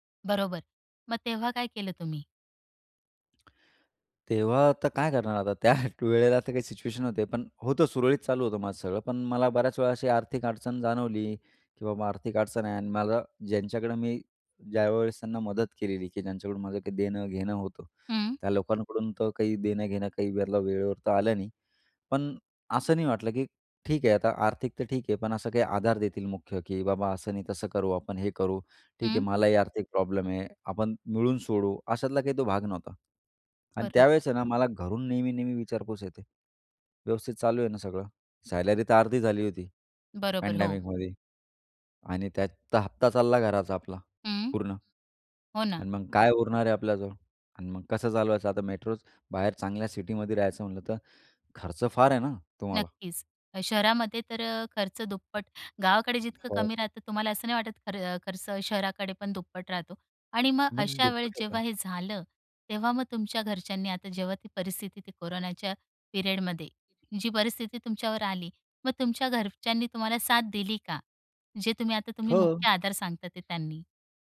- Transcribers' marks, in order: lip smack; chuckle; in English: "सिच्युएशन"; "वेळला" said as "वेरला"; in English: "सॅलरीतर"; in English: "पँडेमिकमध्ये"; in English: "मेट्रोत"; in English: "सिटीमध्ये"; in English: "पिरियडमध्ये"
- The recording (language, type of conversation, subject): Marathi, podcast, तुमच्या आयुष्यातला मुख्य आधार कोण आहे?